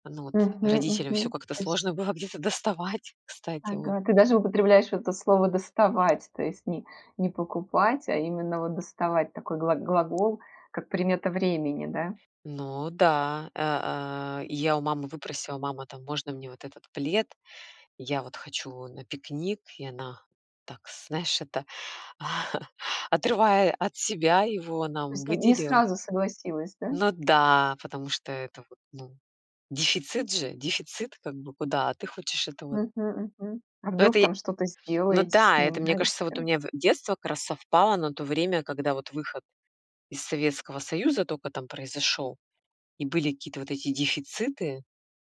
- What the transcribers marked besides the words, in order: laughing while speaking: "сложно было где-то доставать"; tapping; chuckle; drawn out: "да"
- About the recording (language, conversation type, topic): Russian, podcast, Какая мелодия возвращает тебя в детство?